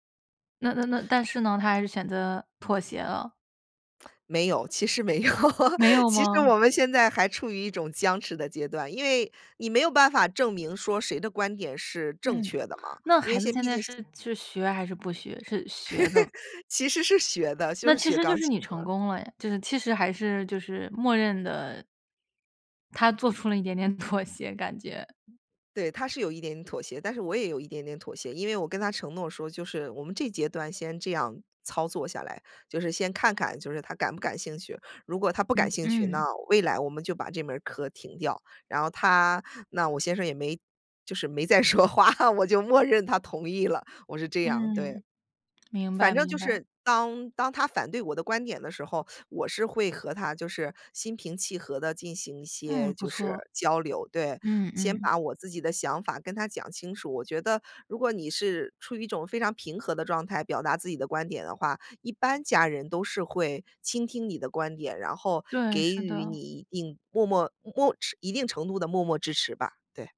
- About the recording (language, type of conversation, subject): Chinese, podcast, 家人反对你的选择时，你会怎么处理？
- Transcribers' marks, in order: laugh; laugh; laughing while speaking: "妥协"; laughing while speaking: "没再说话，我就默认他同意了"